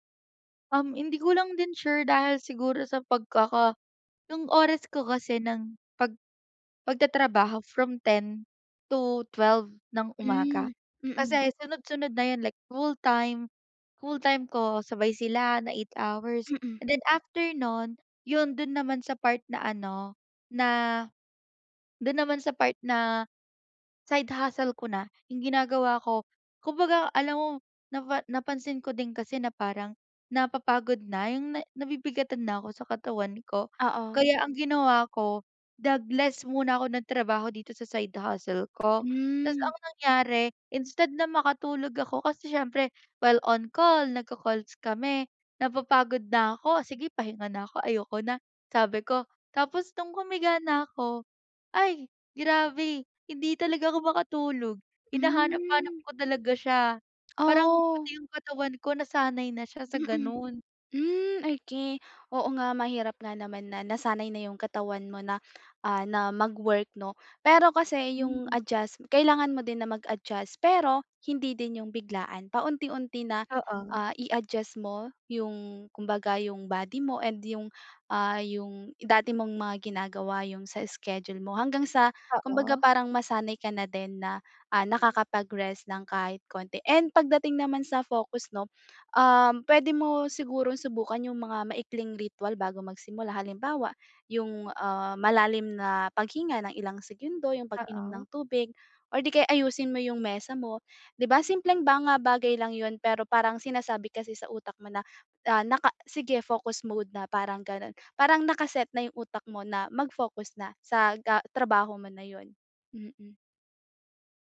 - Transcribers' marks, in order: tapping; other background noise; "mga" said as "ba nga"
- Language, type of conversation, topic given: Filipino, advice, Paano ako makakapagtuon kapag madalas akong nadidistract at napapagod?